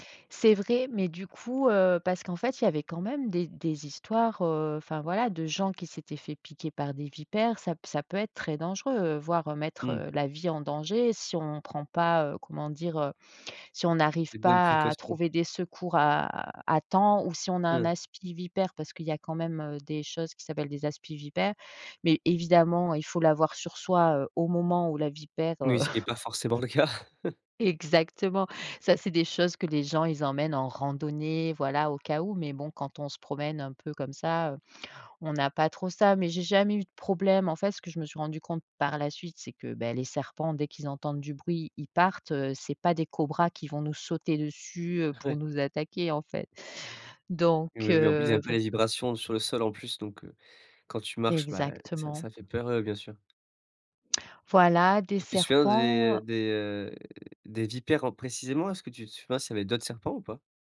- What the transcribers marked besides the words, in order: chuckle; other background noise; laughing while speaking: "le cas"; chuckle; laughing while speaking: "Ouais"; tapping
- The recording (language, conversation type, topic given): French, podcast, Quel souvenir d’enfance lié à la nature te touche encore aujourd’hui ?